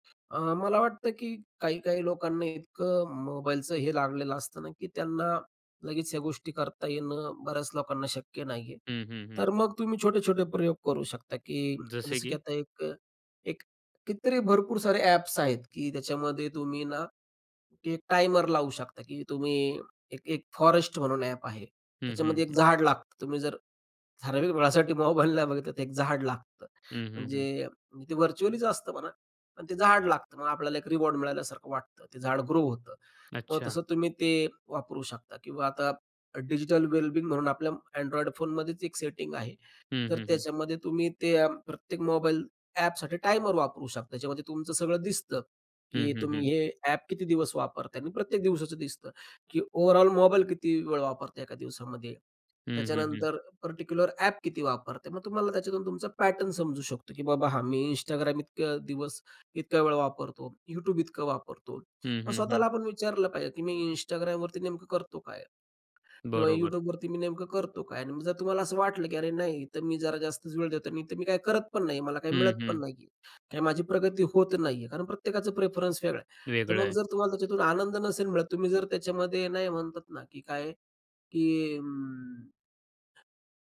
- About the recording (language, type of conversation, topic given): Marathi, podcast, डिजिटल डिटॉक्सबद्दल तुमचे काय विचार आहेत?
- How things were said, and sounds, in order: other background noise; tapping; in English: "फॉरेस्ट"; laughing while speaking: "ठराविक वेळेसाठी मोबाइल"; in English: "व्हर्चुअलीच"; in English: "रिवॉर्ड"; in English: "ग्रो"; in English: "डिजिटल वेल बिंग"; in English: "ओव्हरऑल"; in English: "पार्टिक्युलर"; in English: "पॅटर्न"; in English: "प्रेफरन्स"